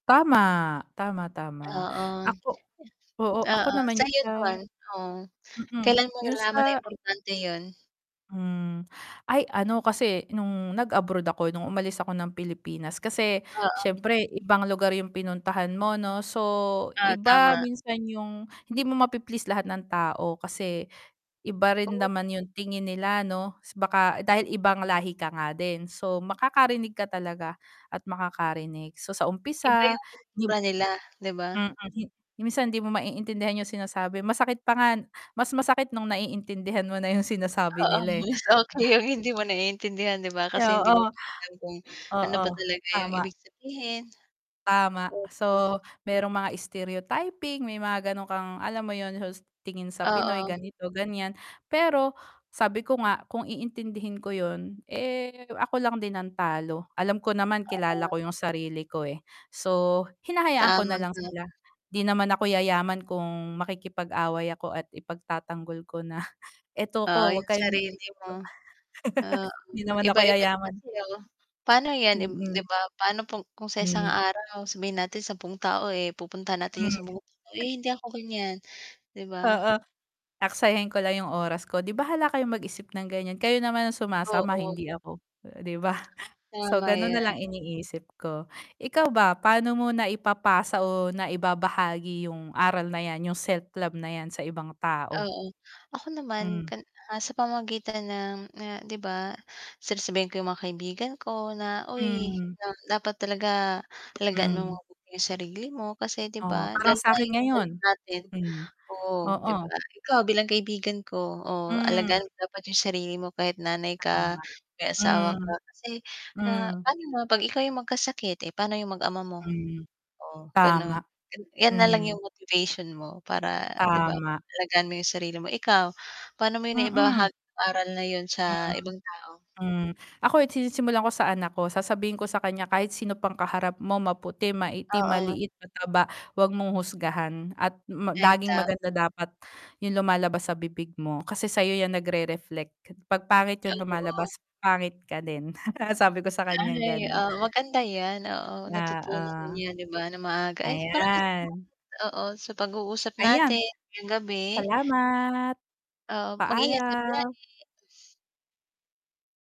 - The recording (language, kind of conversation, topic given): Filipino, unstructured, Ano ang pinakamahalagang aral na natutunan mo sa buhay?
- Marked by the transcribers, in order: background speech; distorted speech; tapping; chuckle; laughing while speaking: "okay yung"; breath; in English: "stereotyping"; unintelligible speech; scoff; laugh; unintelligible speech; in English: "self-love"; unintelligible speech; in English: "motivation"; laugh; unintelligible speech